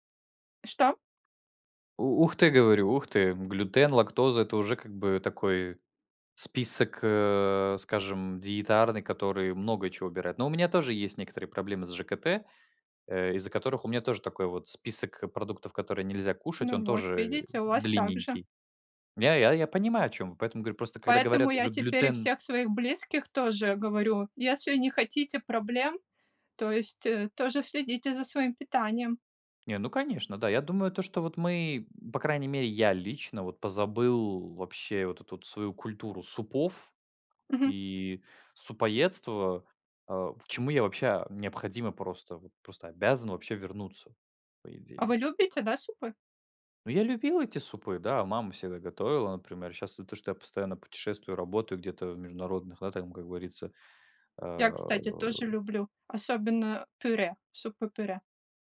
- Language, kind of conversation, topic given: Russian, unstructured, Как ты убеждаешь близких питаться более полезной пищей?
- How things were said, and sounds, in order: tapping; drawn out: "а"